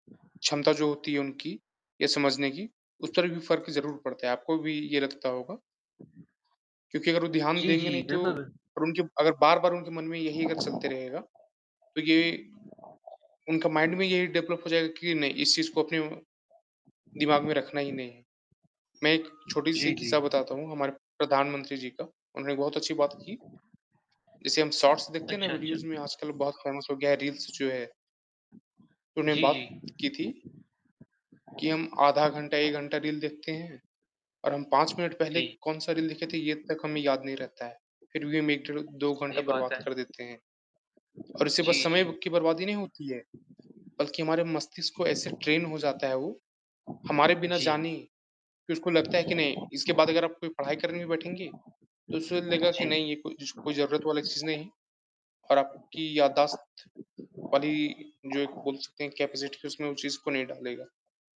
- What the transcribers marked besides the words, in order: static; mechanical hum; distorted speech; in English: "माइंड"; in English: "डेवलप"; other noise; in English: "वीडियोज़"; other background noise; in English: "फ़ेमस"; in English: "रील्स"; tapping; in English: "ट्रेन"; in English: "कैपेसिटी"
- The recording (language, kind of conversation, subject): Hindi, unstructured, क्या ऑनलाइन पढ़ाई से आपकी सीखने की आदतों में बदलाव आया है?
- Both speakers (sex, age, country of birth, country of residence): male, 18-19, India, India; male, 20-24, India, India